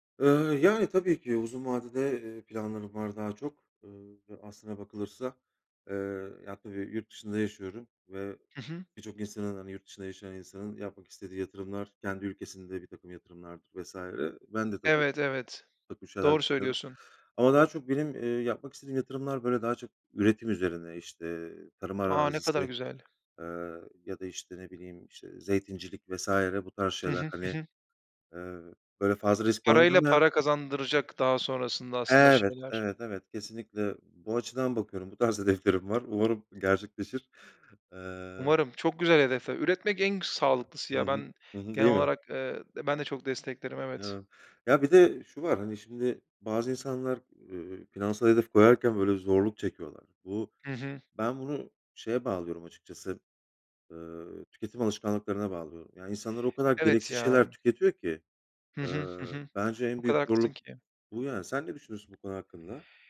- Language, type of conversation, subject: Turkish, unstructured, Finansal hedefler belirlemek neden gereklidir?
- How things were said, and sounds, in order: drawn out: "Evet"; tapping